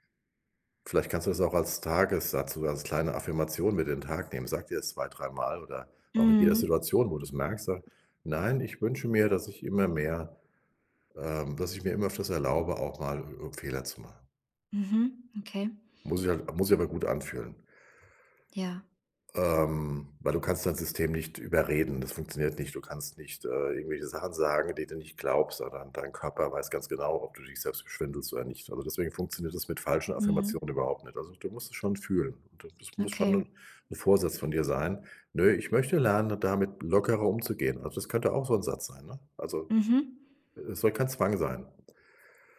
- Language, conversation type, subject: German, advice, Wie kann ich nach einem Fehler freundlicher mit mir selbst umgehen?
- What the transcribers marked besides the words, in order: none